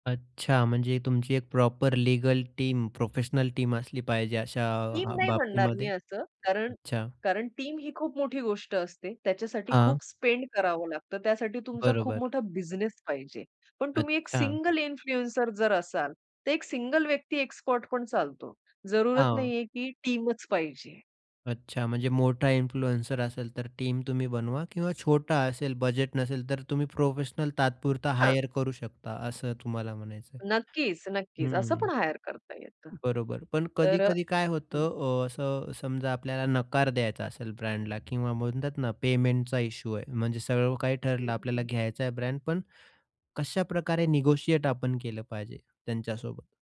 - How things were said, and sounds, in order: in English: "प्रॉपर"; in English: "टीम"; in English: "टीम"; in English: "टीम"; tapping; other noise; in English: "टीम"; in English: "स्पेंड"; other background noise; in English: "इन्फ्लुएन्सर"; in English: "टीमच"; in English: "इन्फ्लुएन्सर"; in English: "टीम"; in English: "हायर"; in English: "हायर"; in English: "निगोशिएट"
- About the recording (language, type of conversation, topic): Marathi, podcast, स्पॉन्सरशिप स्वीकारायची की नाही याचा निर्णय कसा घ्यावा?